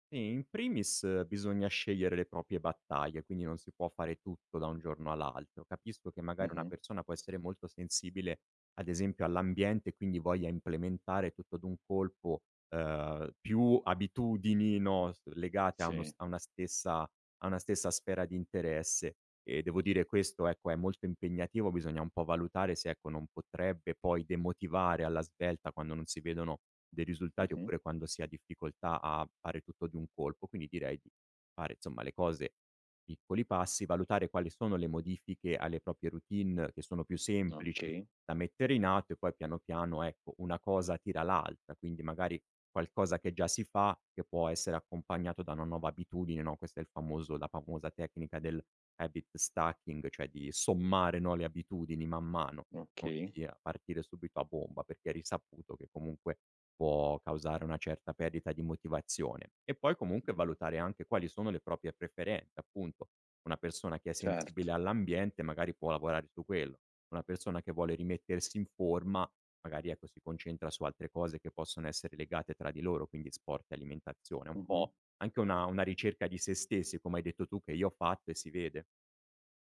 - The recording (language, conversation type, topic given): Italian, podcast, Quali piccole abitudini quotidiane hanno cambiato la tua vita?
- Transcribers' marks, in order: "proprie" said as "propie"; "insomma" said as "nsomma"; in English: "habit stacking"